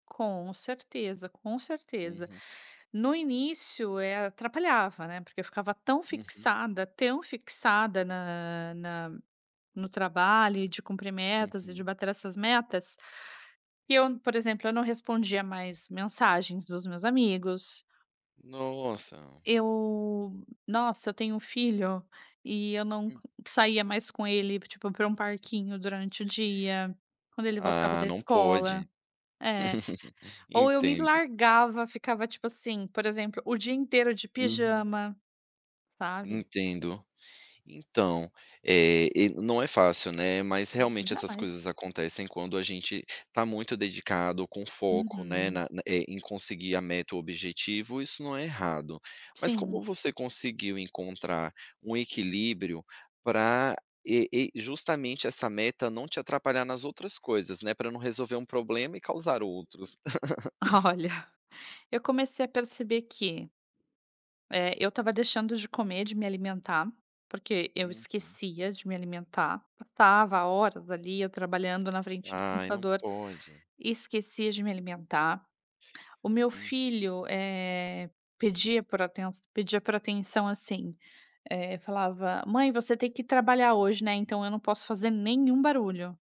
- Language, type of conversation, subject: Portuguese, podcast, Como você equilibra trabalho e autocuidado?
- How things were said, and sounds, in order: other background noise; laugh; laugh